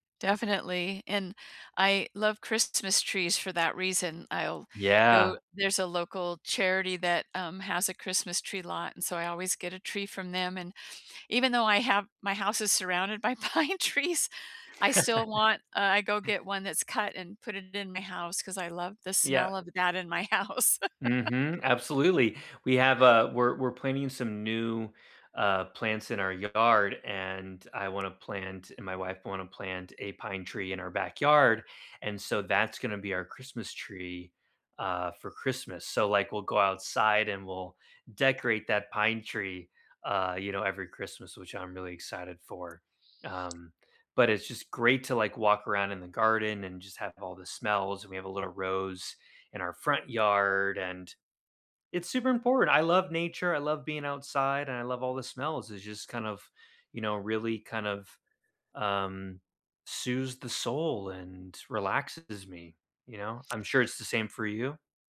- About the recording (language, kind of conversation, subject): English, unstructured, What songs or smells instantly bring you back to a meaningful memory?
- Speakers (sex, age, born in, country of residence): female, 65-69, United States, United States; male, 40-44, United States, United States
- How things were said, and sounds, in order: laughing while speaking: "pine trees"; chuckle; laughing while speaking: "house"